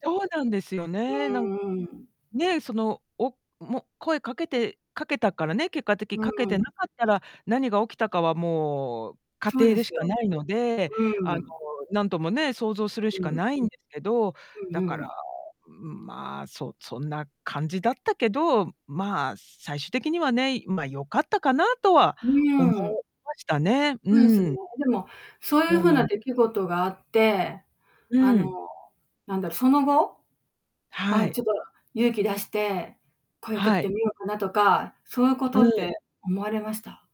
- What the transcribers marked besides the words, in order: distorted speech
- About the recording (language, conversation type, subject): Japanese, podcast, 小さな勇気を出したことで状況が良い方向に変わった出来事はありますか？